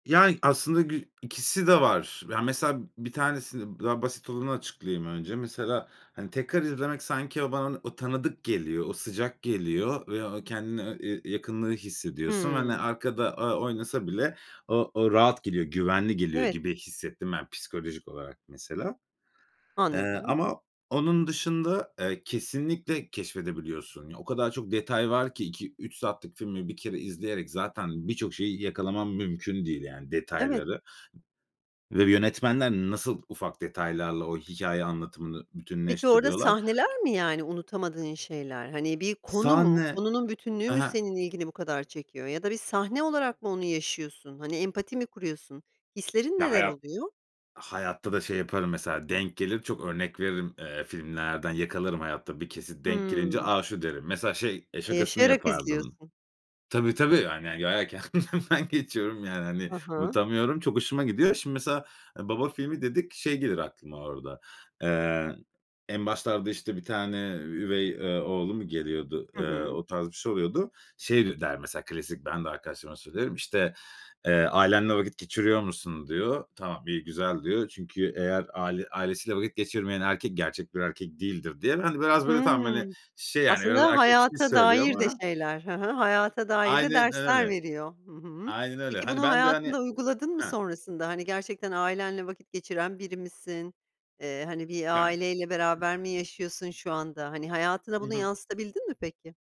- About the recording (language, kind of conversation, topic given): Turkish, podcast, En unutamadığın film deneyimini anlatır mısın?
- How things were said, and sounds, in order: laughing while speaking: "kendimden geçiyorum"; chuckle